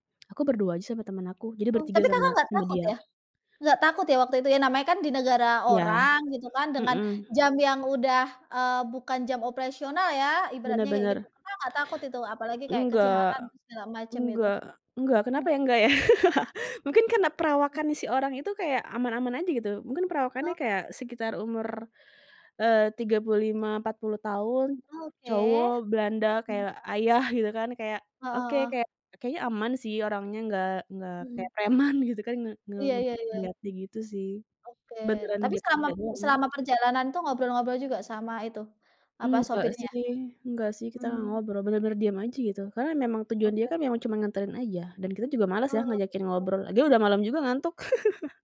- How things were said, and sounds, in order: tapping; other background noise; laughing while speaking: "ya?"; laugh; laughing while speaking: "preman"; laugh
- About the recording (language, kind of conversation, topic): Indonesian, podcast, Pernah nggak kamu tiba-tiba merasa cocok dengan orang asing, dan bagaimana kejadiannya?